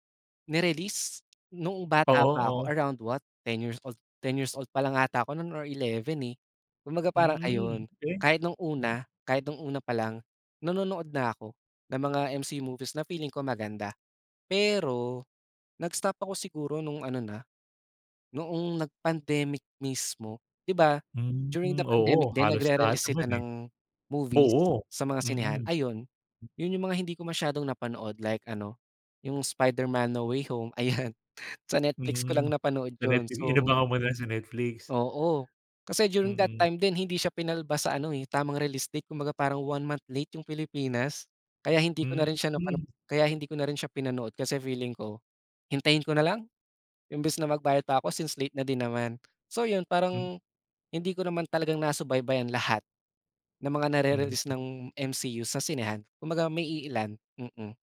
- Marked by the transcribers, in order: laughing while speaking: "ayan"
- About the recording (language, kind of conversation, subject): Filipino, podcast, Paano nagkakaiba ang karanasan sa panonood sa sinehan at sa panonood sa internet?